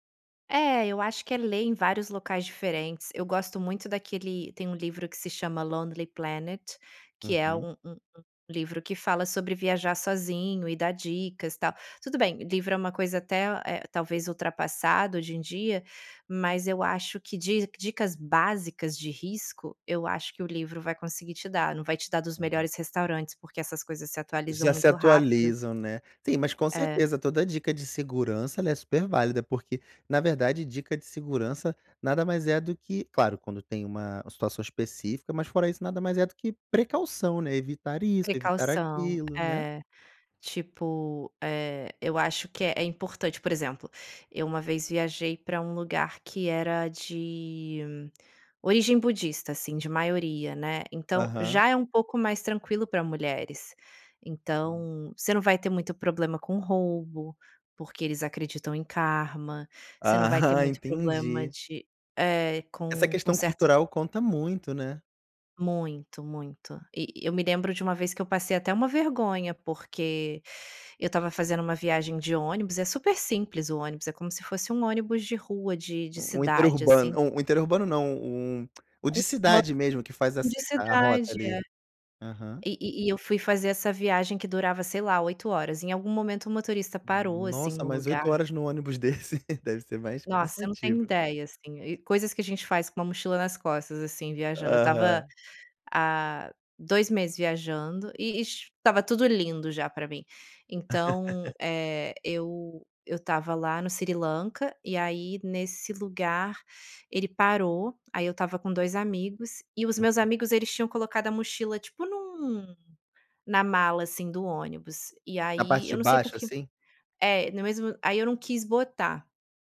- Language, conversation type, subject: Portuguese, podcast, Quais dicas você daria para viajar sozinho com segurança?
- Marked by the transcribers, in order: chuckle; unintelligible speech; tongue click; laugh; laugh; tapping